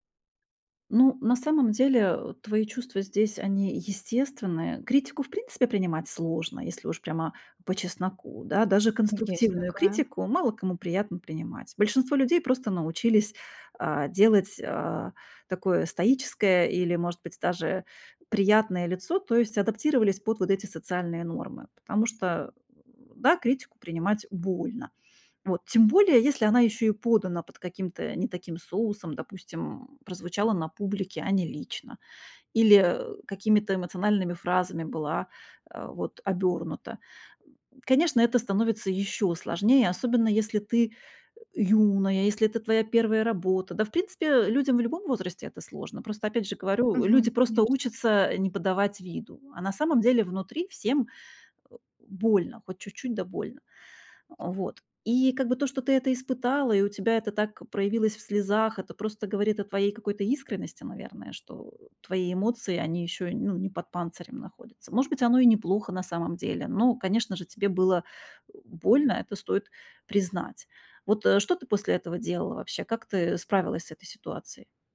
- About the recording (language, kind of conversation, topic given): Russian, advice, Как вы отреагировали, когда ваш наставник резко раскритиковал вашу работу?
- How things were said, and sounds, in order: none